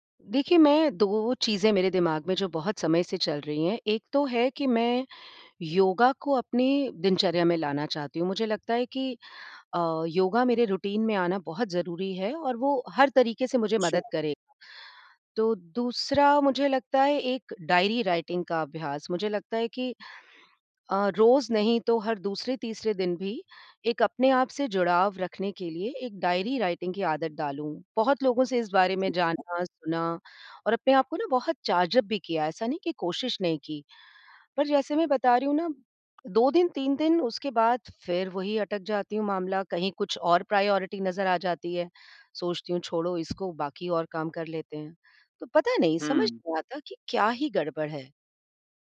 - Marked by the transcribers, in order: in English: "रूटीन"; in English: "राइटिंग"; in English: "राइटिंग"; in English: "चार्ज अप"; in English: "प्रायोरिटी"
- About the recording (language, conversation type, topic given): Hindi, advice, रोज़ाना अभ्यास बनाए रखने में आपको किस बात की सबसे ज़्यादा कठिनाई होती है?